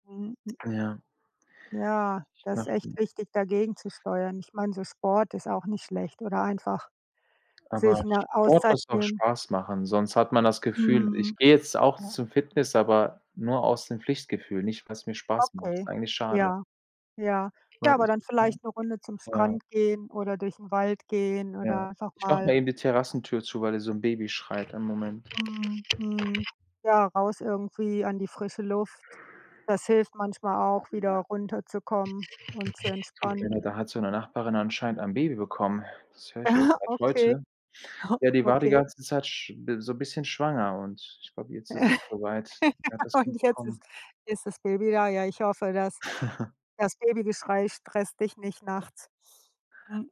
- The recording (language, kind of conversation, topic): German, unstructured, Was machst du, wenn du dich gestresst fühlst?
- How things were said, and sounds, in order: other background noise; door; unintelligible speech; chuckle; snort; chuckle; chuckle